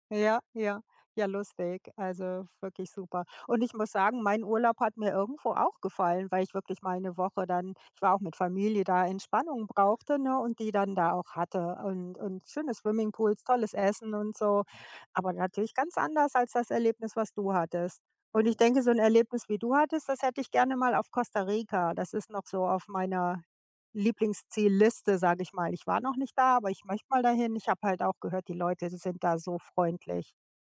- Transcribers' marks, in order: other background noise; tapping
- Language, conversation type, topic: German, unstructured, Wohin reist du am liebsten, wenn du Urlaub hast?